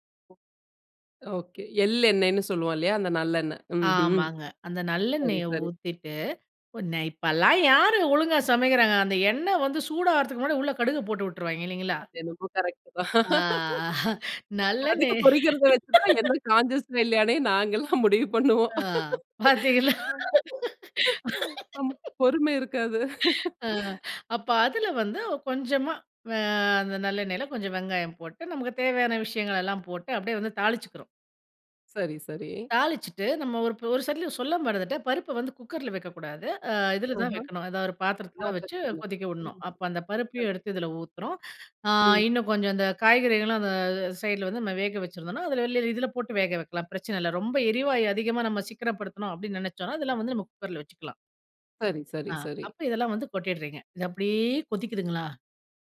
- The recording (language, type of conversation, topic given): Tamil, podcast, இந்த ரெசிபியின் ரகசியம் என்ன?
- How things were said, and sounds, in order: other noise; drawn out: "அ"; laugh; laughing while speaking: "பாத்தீங்களா"; laughing while speaking: "முடிவு பண்ணுவோம். அ பொறும இருக்காது"; laugh; tapping; in English: "சைட்டில"; in English: "குக்கர்ல"; other background noise; in English: "சைடுல"; in English: "குக்கர்ல"